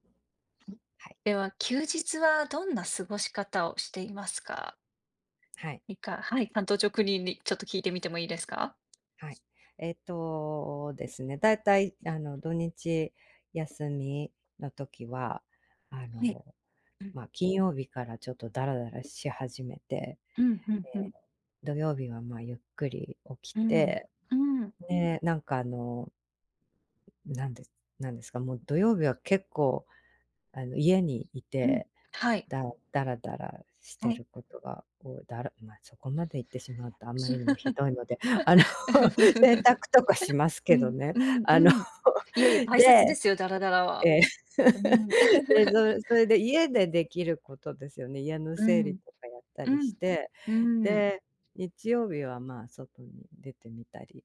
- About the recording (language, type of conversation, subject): Japanese, unstructured, 休日はどのように過ごしていますか？
- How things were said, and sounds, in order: chuckle; laughing while speaking: "あの"; chuckle